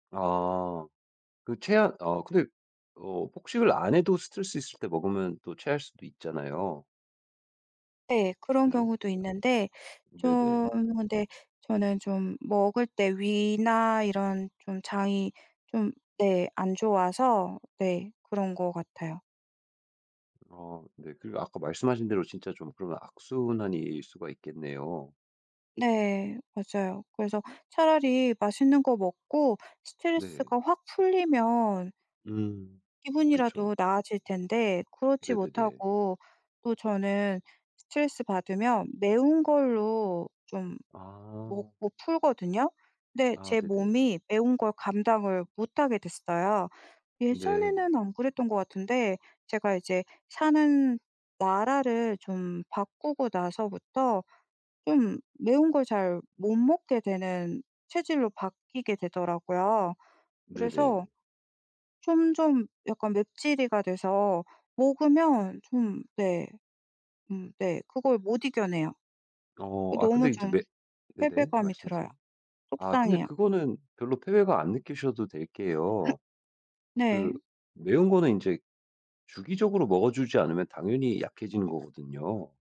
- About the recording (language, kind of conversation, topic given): Korean, advice, 스트레스나 감정 때문에 폭식한 뒤 죄책감을 느낀 경험을 설명해 주실 수 있나요?
- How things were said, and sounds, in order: tapping; other background noise; laugh